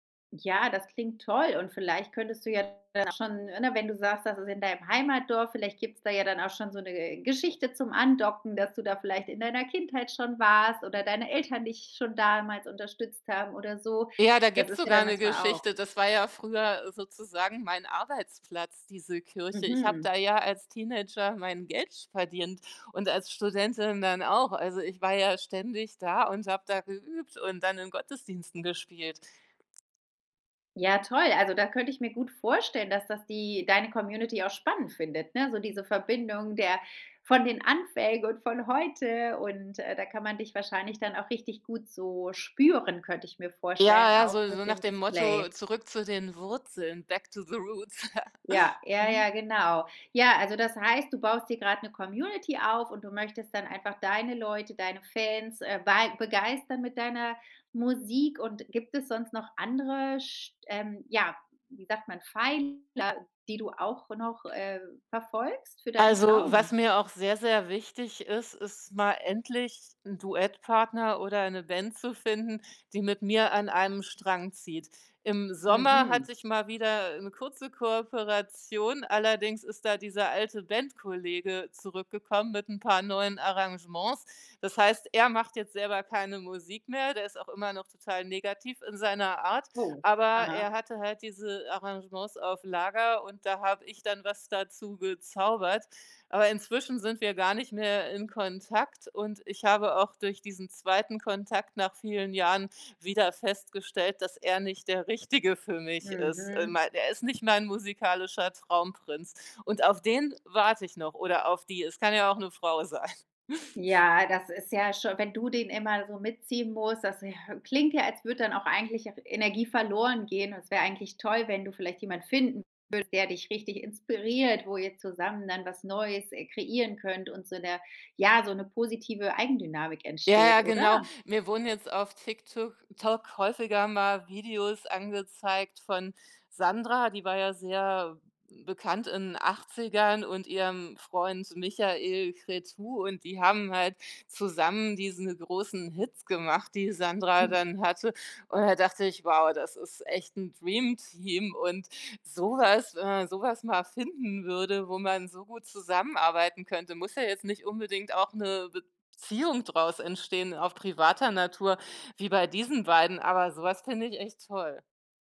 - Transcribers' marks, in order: other background noise; in English: "Back to the Roots"; laughing while speaking: "the Roots"; chuckle; laughing while speaking: "Richtige"; chuckle
- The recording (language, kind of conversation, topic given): German, podcast, Hast du einen beruflichen Traum, den du noch verfolgst?